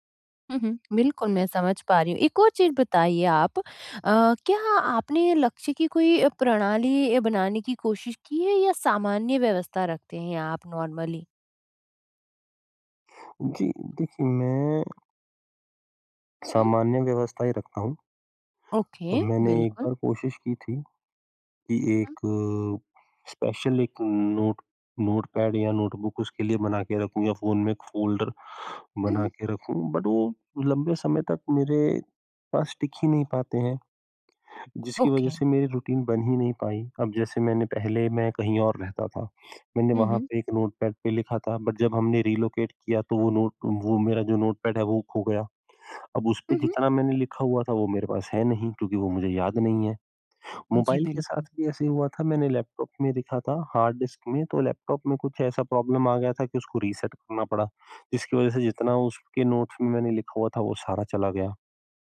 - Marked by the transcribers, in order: in English: "नॉर्मली?"; in English: "ओके"; in English: "स्पेशल"; in English: "नोट नोटपैड"; in English: "नोटबुक"; in English: "बट"; in English: "रूटीन"; in English: "ओके"; in English: "नोटपैड"; in English: "बट"; in English: "रिलोकेट"; in English: "नोट"; in English: "नोटपैड"; in English: "प्रॉब्लम"
- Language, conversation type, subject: Hindi, advice, मैं अपनी रचनात्मक टिप्पणियाँ और विचार व्यवस्थित रूप से कैसे रख सकता/सकती हूँ?